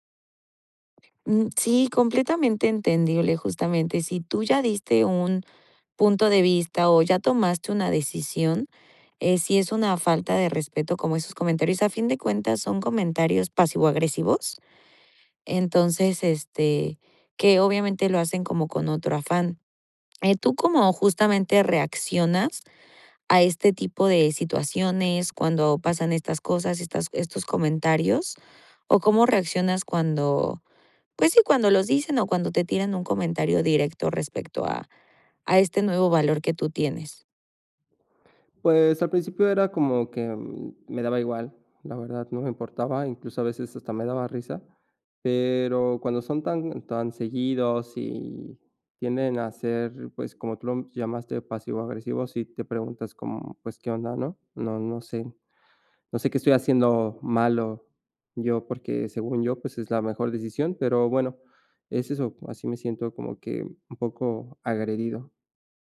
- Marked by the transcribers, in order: other background noise
- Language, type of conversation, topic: Spanish, advice, ¿Cómo puedo mantener la armonía en reuniones familiares pese a claras diferencias de valores?